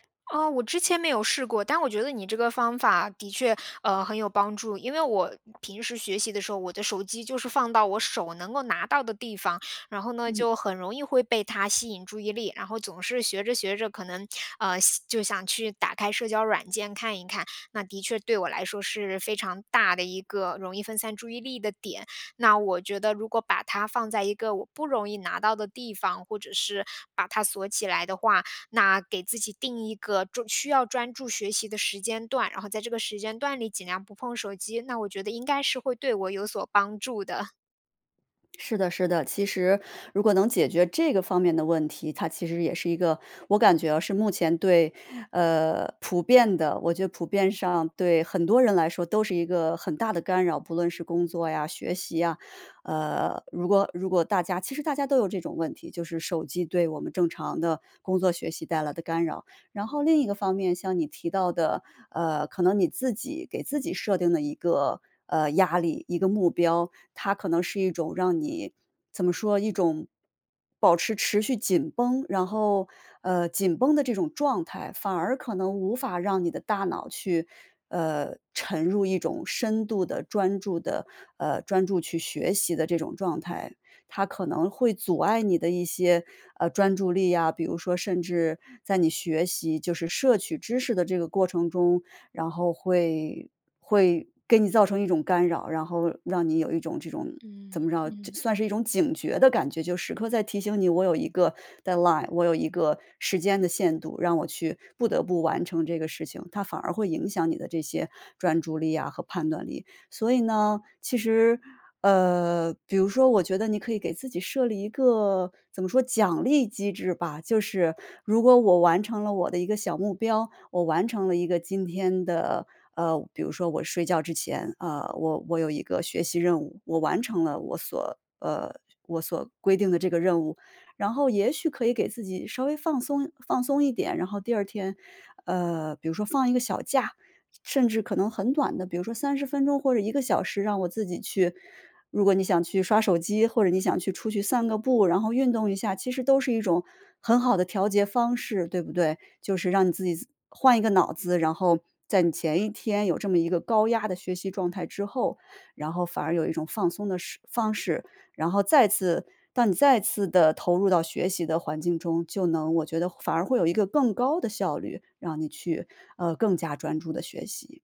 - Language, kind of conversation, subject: Chinese, advice, 我为什么总是容易分心，导致任务无法完成？
- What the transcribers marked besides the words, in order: chuckle; in English: "dead line"